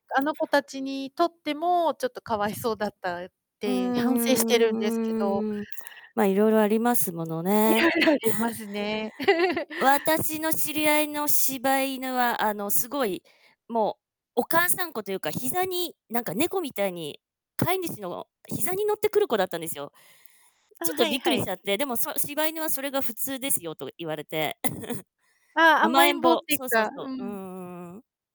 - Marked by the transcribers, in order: static; laughing while speaking: "色々ありますね"; chuckle; giggle; chuckle
- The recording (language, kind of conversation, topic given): Japanese, unstructured, ペットは家族にどのような影響を与えると思いますか？